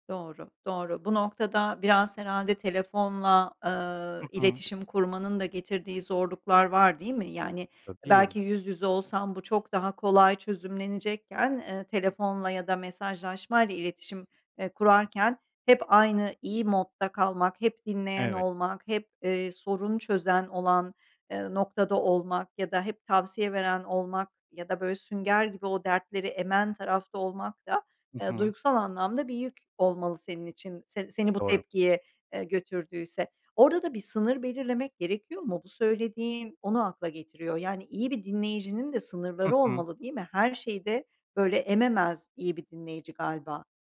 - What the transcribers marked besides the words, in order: other background noise
- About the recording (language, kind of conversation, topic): Turkish, podcast, İyi bir dinleyici olmak için neler yaparsın?